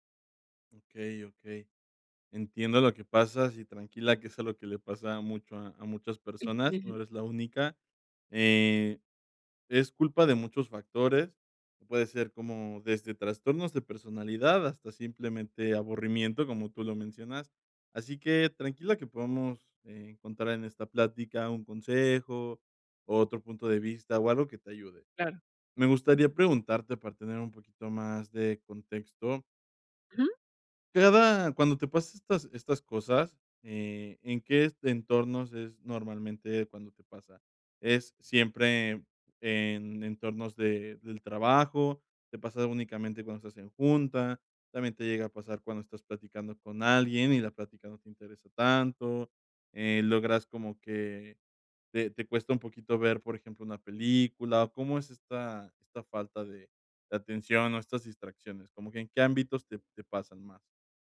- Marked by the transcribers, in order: none
- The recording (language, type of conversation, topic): Spanish, advice, ¿Cómo puedo evitar distraerme cuando me aburro y así concentrarme mejor?